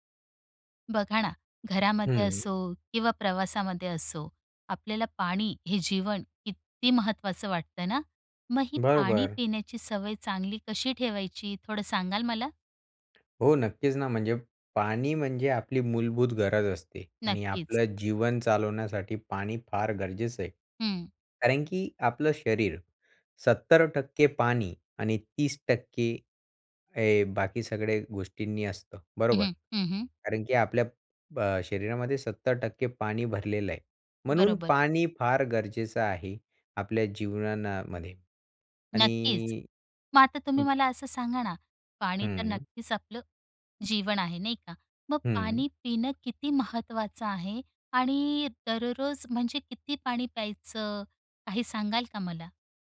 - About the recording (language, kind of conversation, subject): Marathi, podcast, पाणी पिण्याची सवय चांगली कशी ठेवायची?
- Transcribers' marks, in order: stressed: "किती"; drawn out: "आणि"